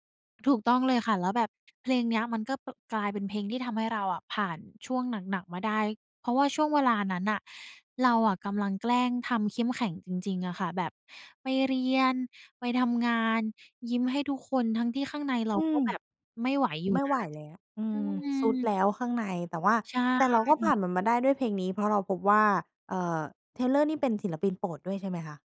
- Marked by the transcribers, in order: tapping
- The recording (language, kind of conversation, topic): Thai, podcast, มีเพลงไหนที่ช่วยให้ผ่านช่วงเวลาที่เศร้าหนักๆ มาได้บ้างไหม?